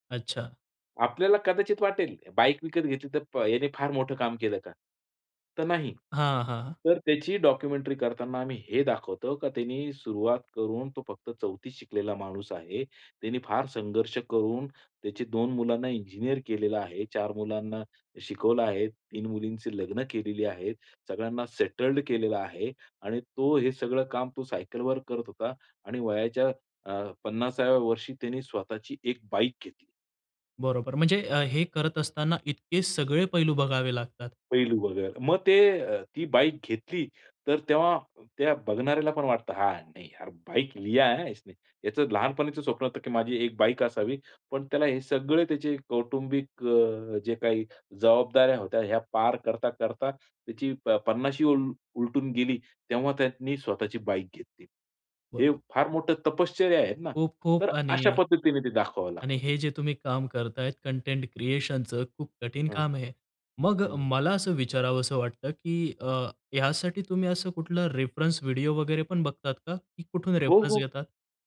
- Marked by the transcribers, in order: in English: "डॉक्युमेंटरी"; trusting: "तो फक्त चौथी शिकलेला माणूस … एक बाईक घेतली"; in English: "सेटल्ड"; anticipating: "इतके सगळे पैलू बघावे लागतात"; trusting: "हां, नाही यार बाइक लिया है हां इसने"; in Hindi: "हां, नाही यार बाइक लिया है हां इसने"; anticipating: "याचं लहानपणीचं स्वप्न होतं, की माझी एक बाईक असावी"; trusting: "कंटेंट क्रिएशनचं खूप कठीण काम आहे हे"; in English: "क्रिएशनचं"; tapping; in English: "रेफरन्स"; in English: "रेफरन्स"
- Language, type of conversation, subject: Marathi, podcast, तुमची सर्जनशील प्रक्रिया साध्या शब्दांत सांगाल का?